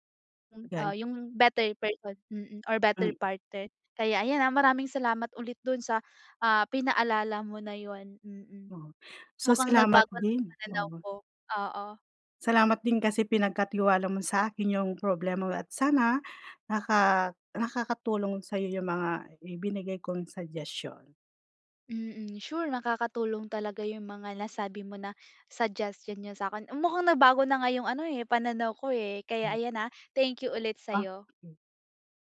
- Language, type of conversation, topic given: Filipino, advice, Bakit ako natatakot pumasok sa seryosong relasyon at tumupad sa mga pangako at obligasyon?
- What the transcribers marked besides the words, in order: unintelligible speech; in English: "better person"; in English: "better partner"; swallow; in English: "suggestion"; in English: "suggestion"